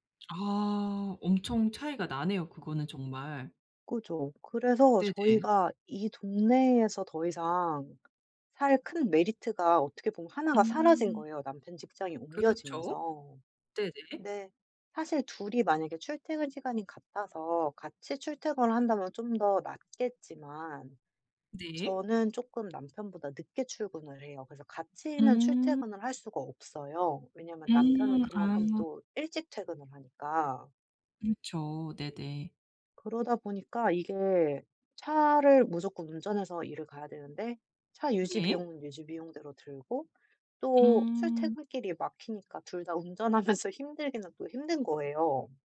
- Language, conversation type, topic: Korean, advice, 이사할지 말지 어떻게 결정하면 좋을까요?
- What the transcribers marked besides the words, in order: other background noise; tapping; laughing while speaking: "운전하면서"